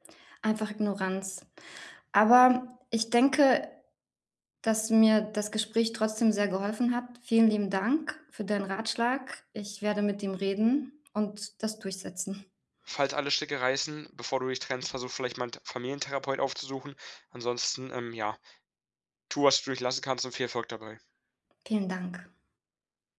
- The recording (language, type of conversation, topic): German, advice, Wie können wir wiederkehrende Streits über Kleinigkeiten endlich lösen?
- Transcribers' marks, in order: none